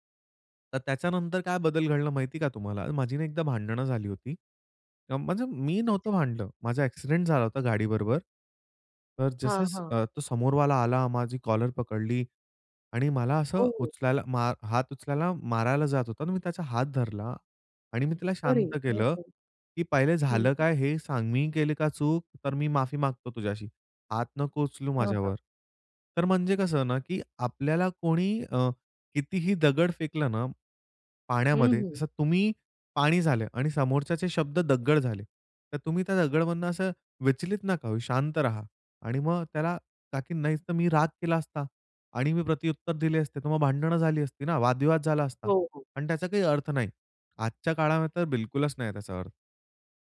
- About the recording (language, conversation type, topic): Marathi, podcast, निसर्गातल्या एखाद्या छोट्या शोधामुळे तुझ्यात कोणता बदल झाला?
- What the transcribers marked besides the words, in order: other noise; tapping; unintelligible speech